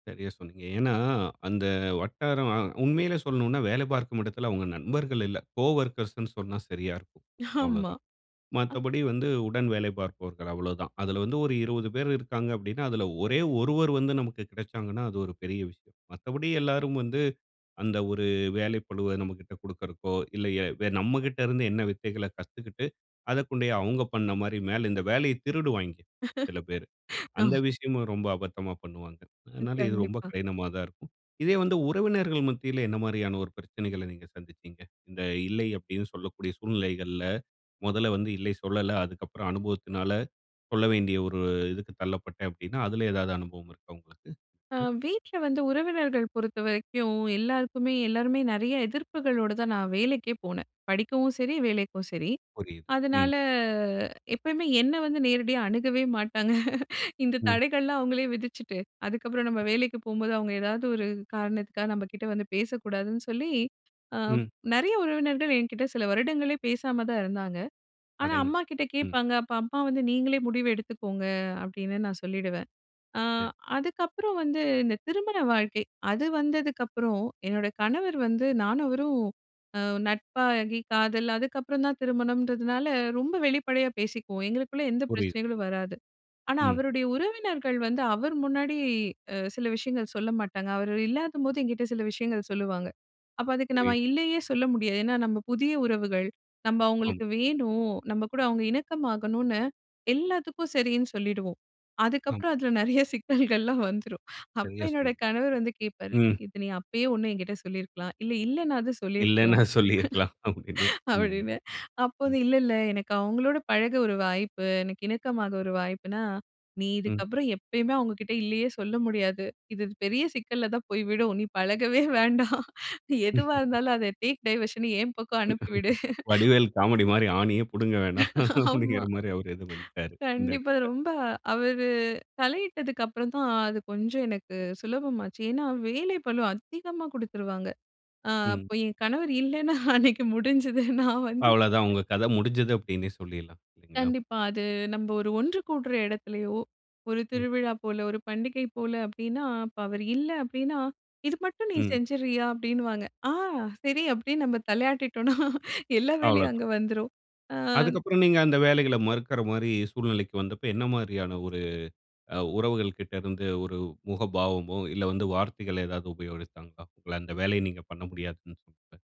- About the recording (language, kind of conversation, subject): Tamil, podcast, இல்ல என்று சொல்ல வேண்டியபோது நீங்கள் அதை எப்படிச் சொல்வீர்கள்?
- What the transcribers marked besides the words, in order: in English: "கோவொர்க்கர்ஸ்ன்னு"; chuckle; laugh; other noise; drawn out: "அதனால"; laugh; laughing while speaking: "அதுக்கப்புறம் அதில நெறைய சிக்னல்கள் எல்லாம் வந்துரும்"; laughing while speaking: "இல்லன்னா சொல்லியிருக்கலாம் அப்டின்னு"; laugh; laughing while speaking: "அப்டினு"; laughing while speaking: "நீ பழகவே வேண்டாம். எதுவா இருந்தாலும் அத டேக் டைவர்ஷன் என் பக்கம் அனுப்பி விடு"; laugh; in English: "டேக் டைவர்ஷன்"; laugh; laughing while speaking: "வடிவேல் காமெடி மாரி. ஆணியே புடுங்க … பண்ட்டாரு. இந்த இடத்தில"; laughing while speaking: "ஆமா. கண்டிப்பா ரொம்ப அவர் தலையிட்டதுக்கு"; laughing while speaking: "கணவர் இல்லனா அன்னைக்கு முடிஞ்சுது. நான் வந்து"; unintelligible speech; laughing while speaking: "தலையாட்டிட்டோம்னா எல்லா வேலையும் அங்க வந்துரும்"